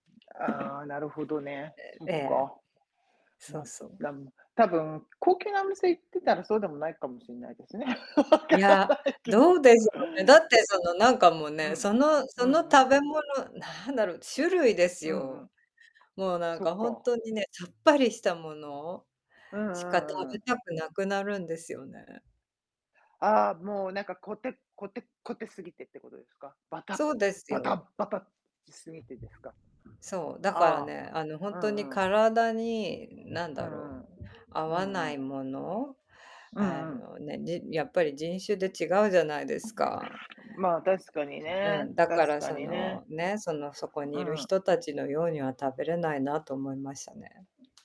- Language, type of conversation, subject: Japanese, unstructured, 食べ物をテーマにした旅行の魅力は何だと思いますか？
- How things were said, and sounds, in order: other background noise; chuckle; laughing while speaking: "分からないけど"; tapping